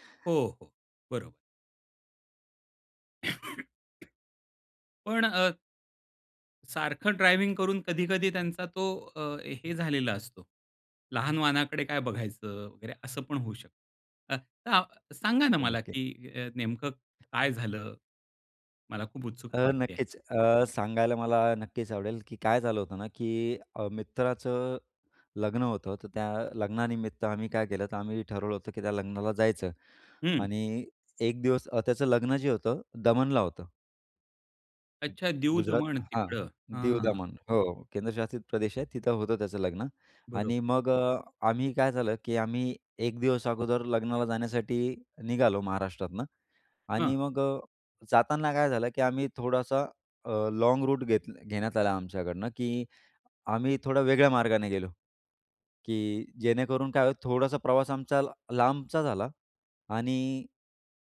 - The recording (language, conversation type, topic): Marathi, podcast, कधी तुमचा जवळजवळ अपघात होण्याचा प्रसंग आला आहे का, आणि तो तुम्ही कसा टाळला?
- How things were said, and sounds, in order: cough; other background noise; unintelligible speech; in English: "लॉँग रूट"